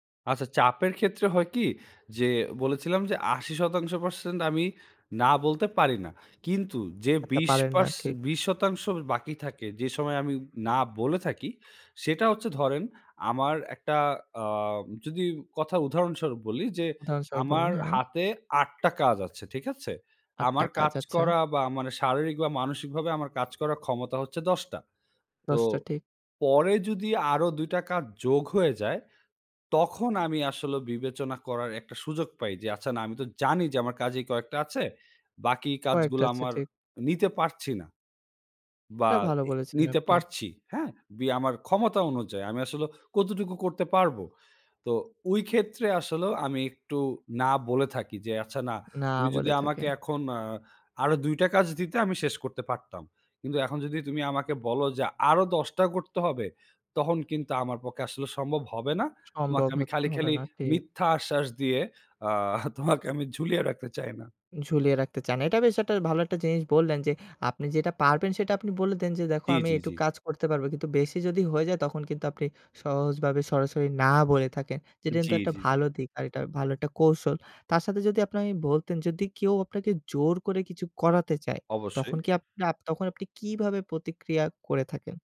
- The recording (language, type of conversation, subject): Bengali, podcast, চাপের মধ্যে পড়লে আপনি কীভাবে ‘না’ বলেন?
- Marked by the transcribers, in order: other noise; other background noise; laughing while speaking: "আ তোমাকে"